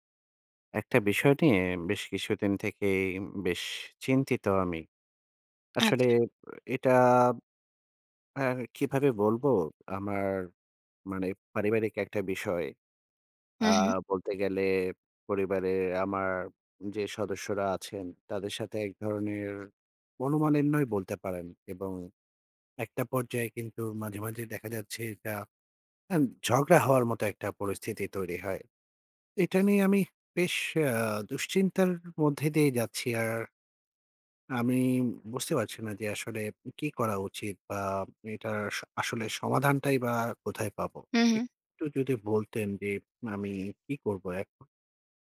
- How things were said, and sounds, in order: "এটা" said as "এটাব"; other background noise
- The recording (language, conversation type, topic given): Bengali, advice, বাড়িতে জিনিসপত্র জমে গেলে আপনি কীভাবে অস্থিরতা অনুভব করেন?
- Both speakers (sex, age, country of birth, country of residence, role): female, 30-34, Bangladesh, Bangladesh, advisor; male, 40-44, Bangladesh, Finland, user